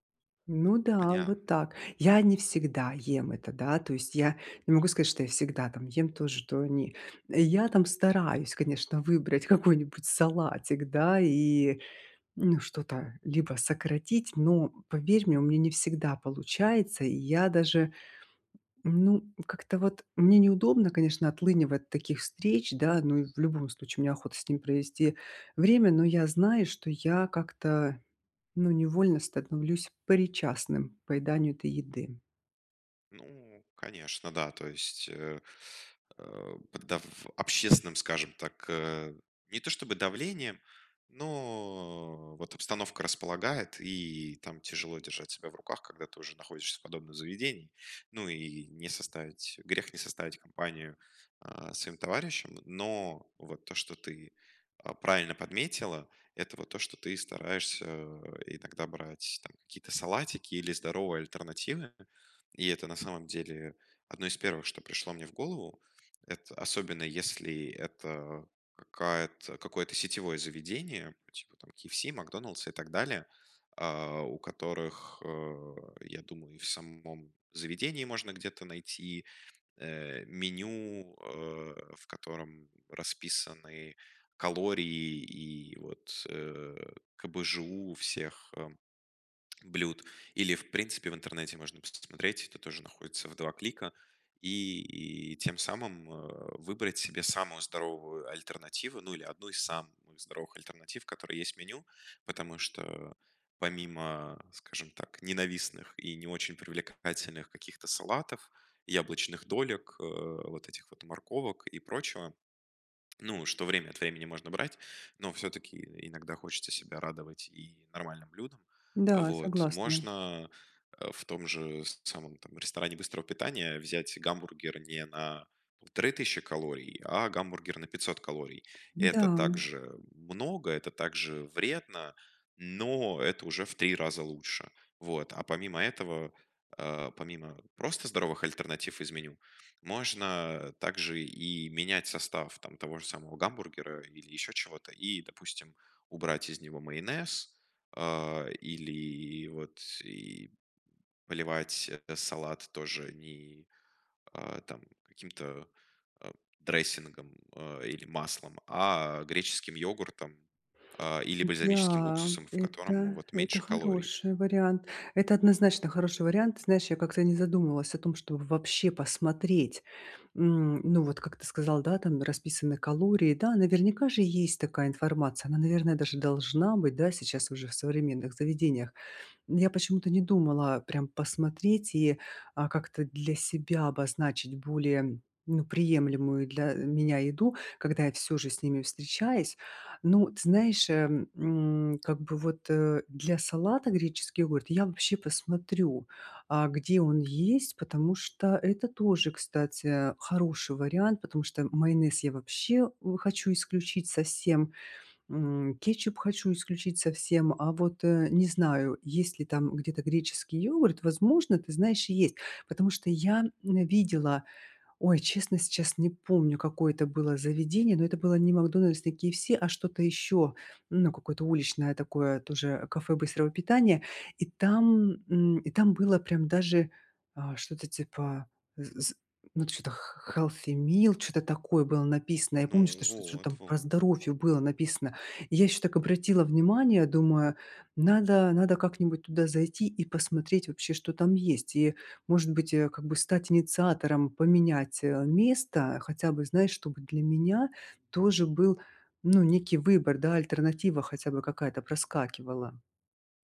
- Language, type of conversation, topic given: Russian, advice, Как мне сократить употребление переработанных продуктов и выработать полезные пищевые привычки для здоровья?
- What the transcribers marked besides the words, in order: tapping; in English: "дрессингом"; other background noise; in English: "healthy meal"